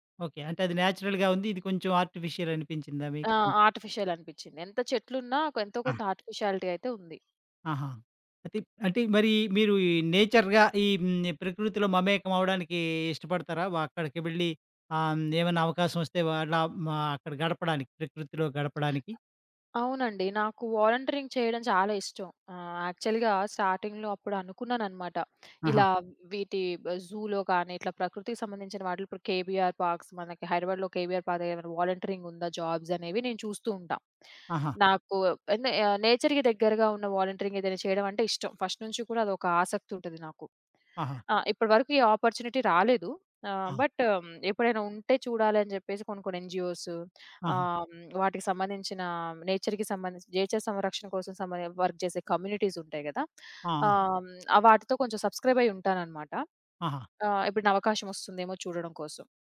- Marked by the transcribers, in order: in English: "నాచురల్‌గా"; in English: "ఆర్టిఫిషియల్"; in English: "ఆర్టిఫిషియల్"; in English: "ఆర్టిఫిషియాలిటీ"; in English: "నేచర్‌గా"; tapping; in English: "వాలంటీరింగ్"; in English: "యాక్చువల్‌గా స్టార్టింగ్‌లో"; in English: "జూలో"; in English: "వాలంటీరింగ్"; in English: "నేచర్‌కి"; in English: "వాలంటీరింగ్"; in English: "ఫస్ట్"; in English: "ఆపర్చునిటీ"; in English: "బట్"; in English: "ఎన్‌జీఓస్"; in English: "నేచర్‌కి"; in English: "నేచర్"; in English: "వర్క్"
- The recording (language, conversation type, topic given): Telugu, podcast, ప్రకృతిలో ఉన్నప్పుడు శ్వాసపై దృష్టి పెట్టడానికి మీరు అనుసరించే ప్రత్యేకమైన విధానం ఏమైనా ఉందా?